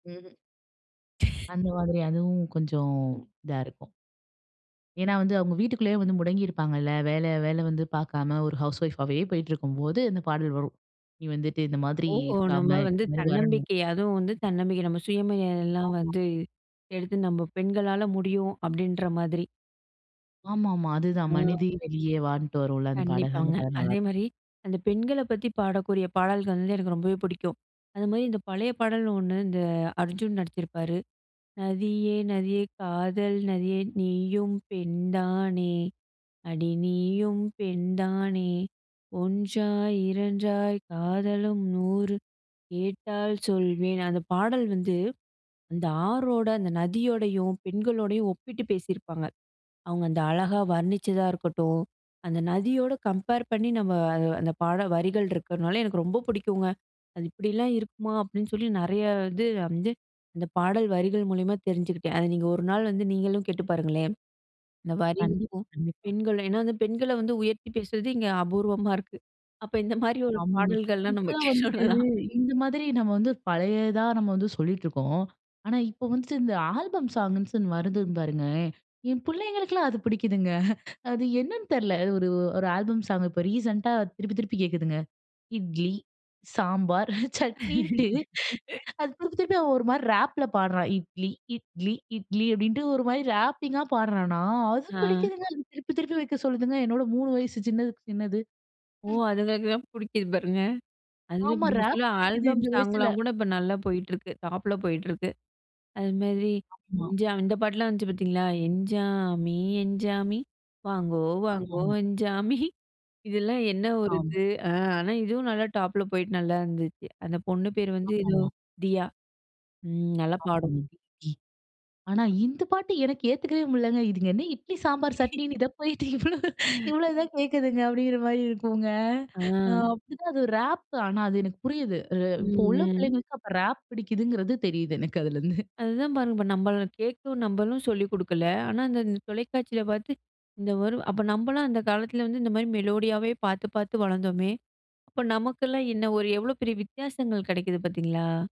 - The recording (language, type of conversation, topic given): Tamil, podcast, ஒரு பாடலை நீங்கள் மீண்டும் மீண்டும் கேட்க வைக்கும் காரணம் என்ன?
- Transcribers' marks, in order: other noise; in English: "ஹவுஸ் ஒய்ஃப்"; singing: "நதியே! நதியே! காதல் நதியே! நீயும் … நூறு கேட்டால் சொல்வேன்"; in English: "கம்பேர்"; laughing while speaking: "அப்ப இந்தமாரி ஒரு பாடல்கள்லாம் நம்ம"; unintelligible speech; laughing while speaking: "புடிக்குதுங்க"; in English: "ரீசென்ட்டா"; laughing while speaking: "சட்னின்னுட்டு"; laugh; in English: "ராப்பிங்கா"; singing: "எஞ்சாமி எஞ்சாமி வாங்கோ வாங்கோ எஞ்சாமி"; unintelligible speech; laughing while speaking: "இத போயிட்டு இவ்ளோ, இவ்ளோ தான் கேட்குதுங்க அப்படிங்கிற மாரி இருக்குங்க"; laugh; unintelligible speech; laughing while speaking: "அதிலேருந்து"; unintelligible speech